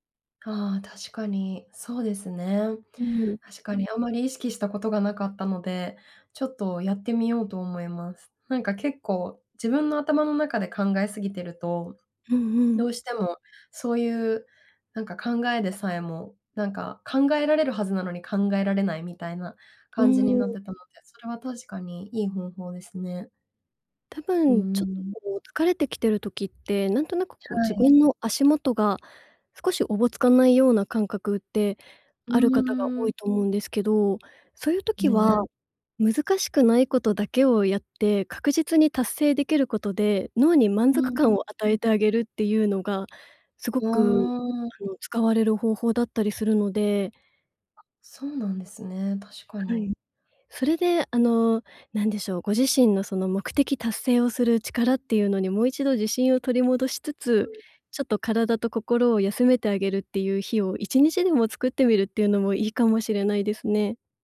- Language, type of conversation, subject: Japanese, advice, 燃え尽き感が強くて仕事や日常に集中できないとき、どうすれば改善できますか？
- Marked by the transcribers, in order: none